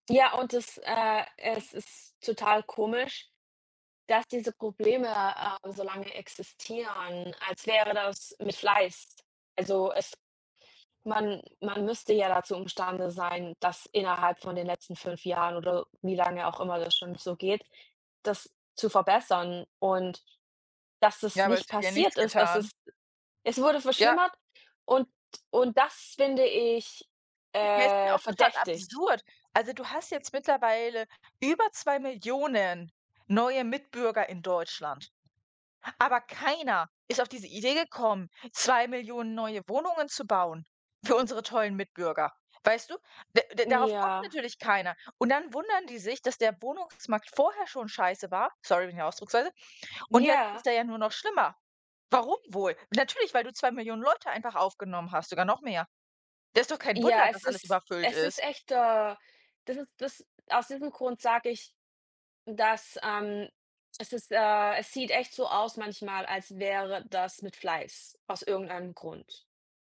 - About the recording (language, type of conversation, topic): German, unstructured, Was denkst du über soziale Ungerechtigkeit in unserer Gesellschaft?
- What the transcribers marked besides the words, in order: other background noise; drawn out: "äh"